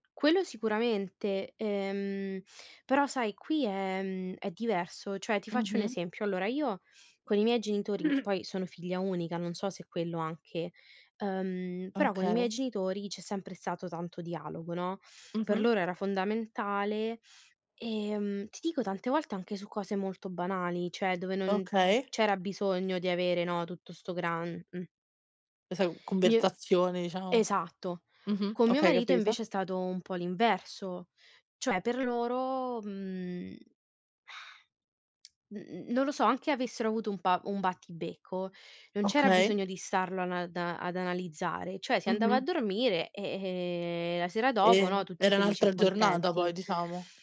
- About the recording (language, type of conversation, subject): Italian, unstructured, Come ti senti quando parli delle tue emozioni con gli altri?
- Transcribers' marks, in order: throat clearing; other background noise; "Questa" said as "quesa"; other noise; tapping; drawn out: "ehm"